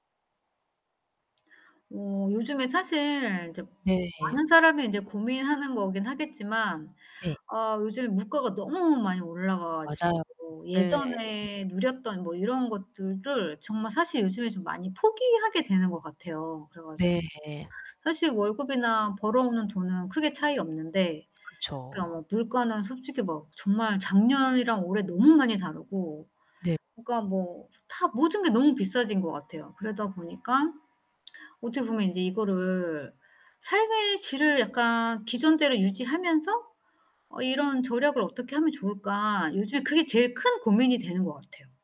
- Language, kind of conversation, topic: Korean, advice, 절약하면서도 삶의 질을 유지하려면 어떤 선택을 해야 할까요?
- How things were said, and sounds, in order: static; tapping; distorted speech; other background noise